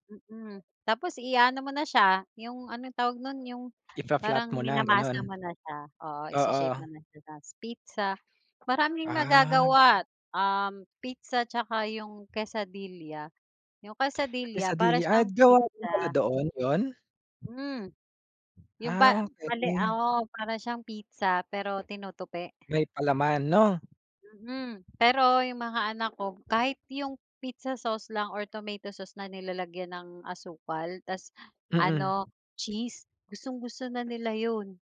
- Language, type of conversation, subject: Filipino, unstructured, Ano ang pinakanakakatuwang kuwento mo habang ginagawa ang hilig mo?
- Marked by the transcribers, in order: tapping; wind; other background noise